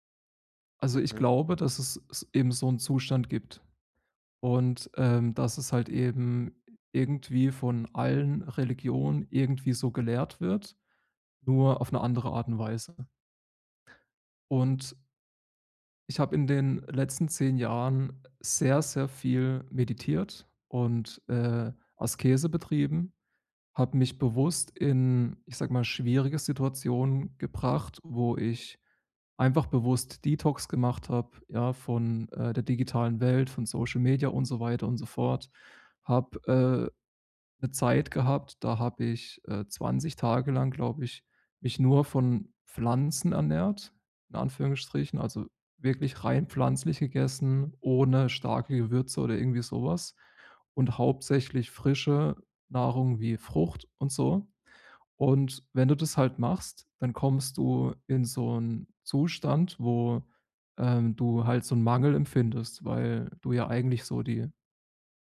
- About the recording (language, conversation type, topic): German, advice, Wie kann ich alte Muster loslassen und ein neues Ich entwickeln?
- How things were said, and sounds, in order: none